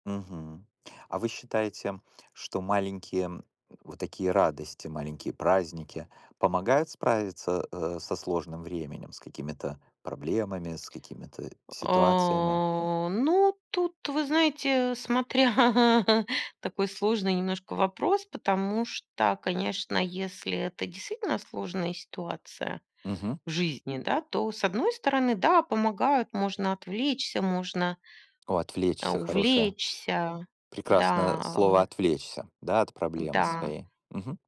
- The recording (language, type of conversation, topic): Russian, unstructured, Как вы отмечаете маленькие радости жизни?
- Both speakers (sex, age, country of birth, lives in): female, 45-49, Russia, Spain; male, 45-49, Ukraine, United States
- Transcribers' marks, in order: laughing while speaking: "смотря"; chuckle